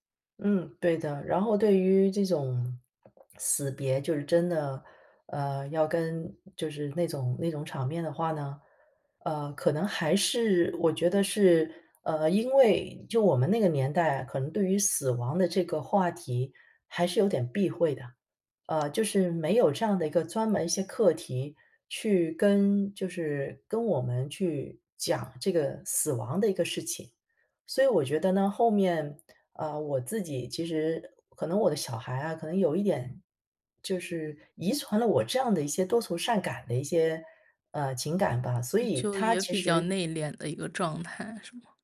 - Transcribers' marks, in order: swallow; other background noise
- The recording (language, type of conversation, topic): Chinese, podcast, 你觉得逃避有时候算是一种自我保护吗？